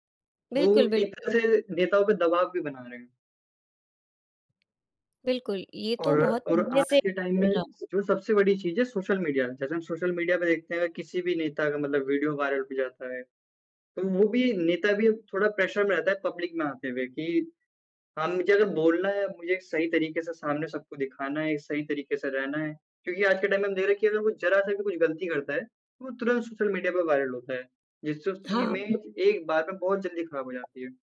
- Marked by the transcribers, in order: in English: "टाइम"; in English: "वायरल"; in English: "प्रेशर"; in English: "पब्लिक"; in English: "टाइम"; in English: "वायरल"; in English: "इमेज"; tapping
- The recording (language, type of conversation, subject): Hindi, unstructured, राजनीति में जनता की सबसे बड़ी भूमिका क्या होती है?